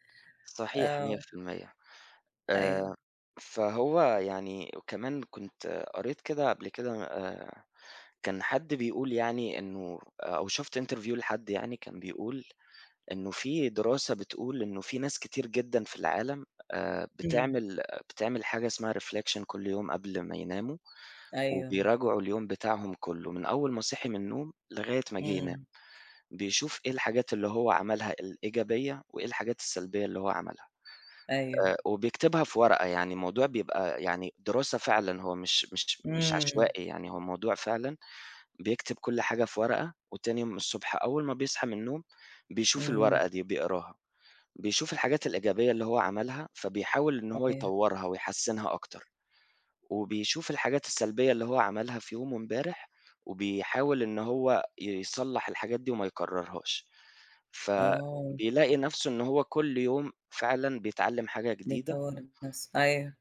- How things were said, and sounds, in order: in English: "Interview"; in English: "Reflection"; other background noise
- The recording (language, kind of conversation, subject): Arabic, unstructured, إيه اللي بيخلّيك تحس بالرضا عن نفسك؟